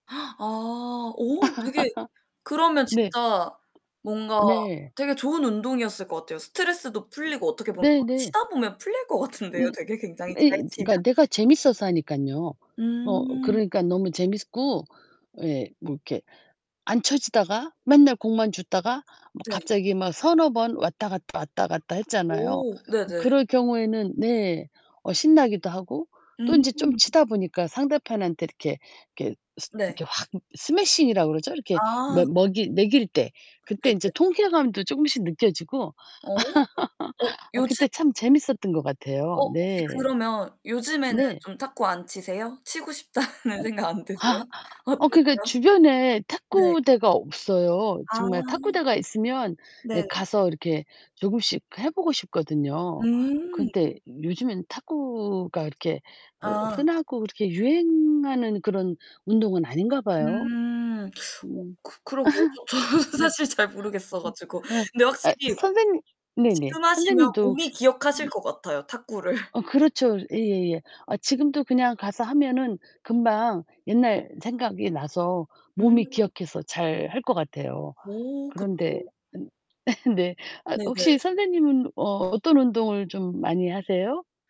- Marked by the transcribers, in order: gasp; laugh; tapping; other background noise; distorted speech; laughing while speaking: "같은데요"; laugh; laughing while speaking: "싶다는 생각 안 드세요? 어떠세요?"; laughing while speaking: "저는 사실 잘"; laugh; laughing while speaking: "탁구를"; laughing while speaking: "네"
- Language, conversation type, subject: Korean, unstructured, 운동을 하면서 스트레스가 줄어들었나요?
- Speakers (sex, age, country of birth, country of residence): female, 25-29, South Korea, United States; female, 60-64, South Korea, South Korea